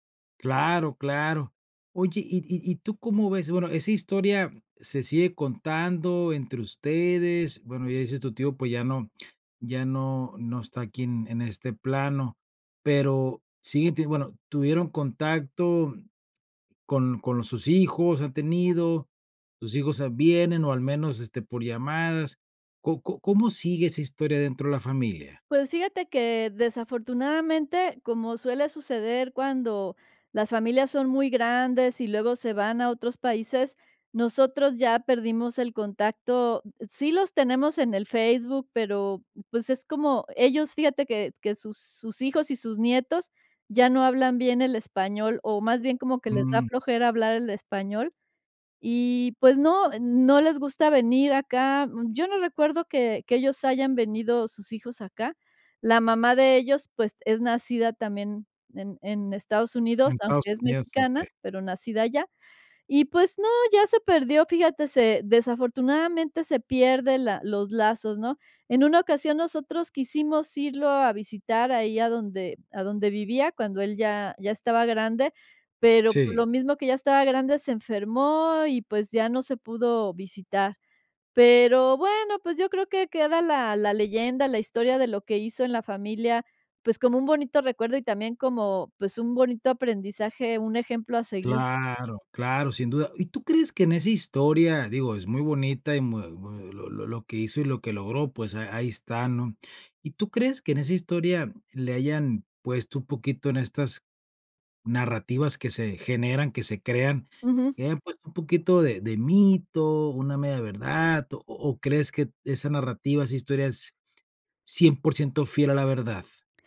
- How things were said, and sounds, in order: other background noise
- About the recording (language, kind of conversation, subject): Spanish, podcast, ¿Qué historias de migración se cuentan en tu familia?